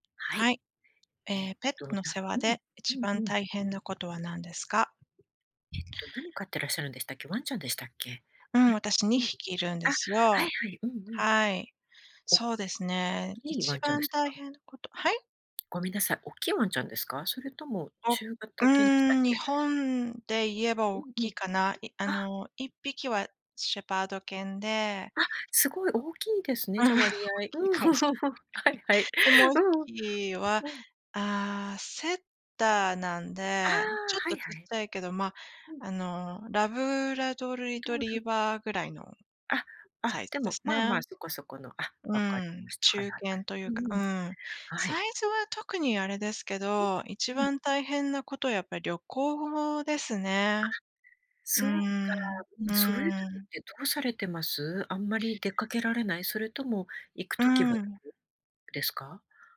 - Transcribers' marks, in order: other background noise; tapping; laugh; laughing while speaking: "おっきいかもしれない"; laugh
- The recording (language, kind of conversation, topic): Japanese, unstructured, ペットの世話で一番大変なことは何ですか？